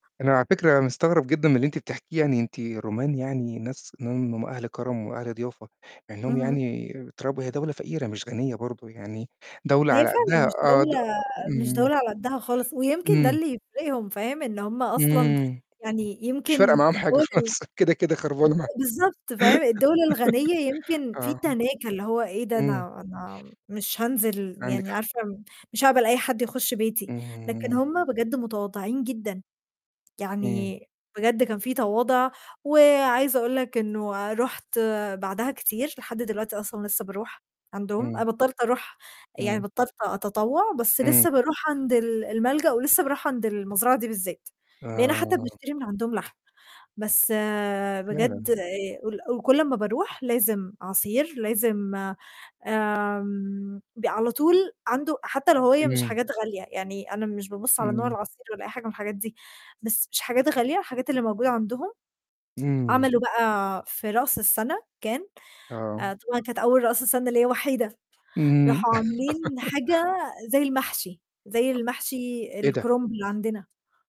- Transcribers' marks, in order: unintelligible speech; distorted speech; other background noise; tapping; laughing while speaking: "خالص، كده، كده خربانة معـاهم"; laugh; laugh; other noise
- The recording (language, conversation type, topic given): Arabic, podcast, ممكن تحكيلي قصة عن كرم ضيافة أهل البلد؟
- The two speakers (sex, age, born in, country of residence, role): female, 20-24, Egypt, Romania, guest; male, 40-44, Egypt, Portugal, host